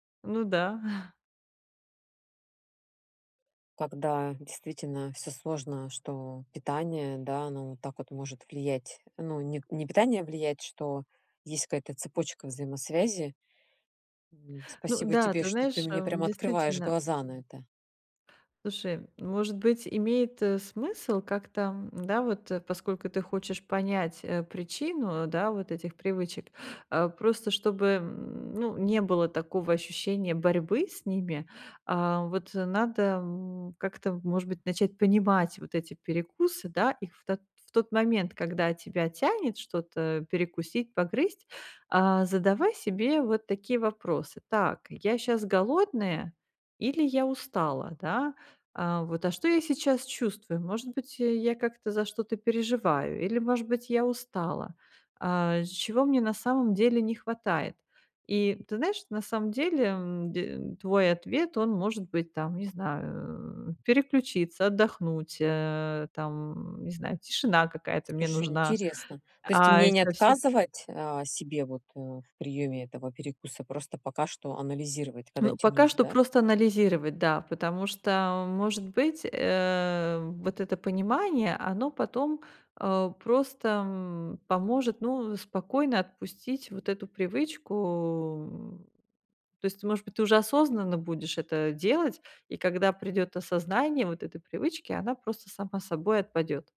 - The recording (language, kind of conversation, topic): Russian, advice, Как понять, почему у меня появляются плохие привычки?
- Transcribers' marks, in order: chuckle; grunt